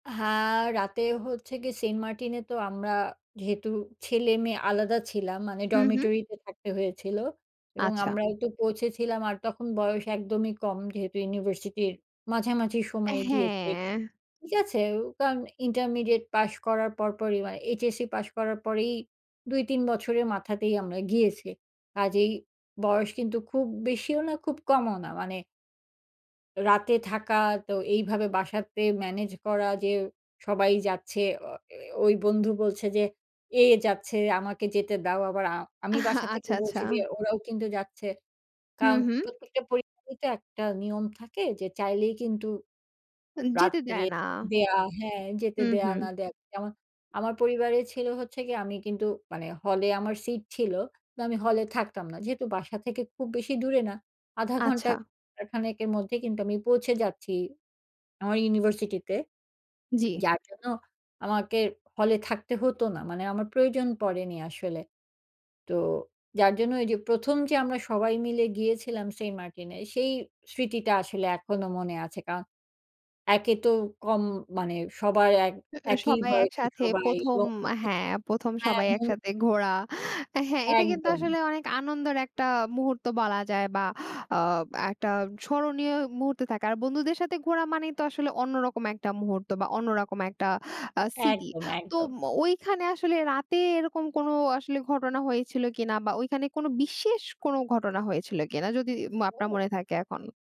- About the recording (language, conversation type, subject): Bengali, podcast, আপনি কি বন্ধুদের সঙ্গে কাটানো কোনো স্মরণীয় রাতের কথা বর্ণনা করতে পারেন?
- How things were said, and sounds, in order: tapping; drawn out: "হ্যাঁ"; chuckle; unintelligible speech; unintelligible speech; "আপনার" said as "মাপনার"; other background noise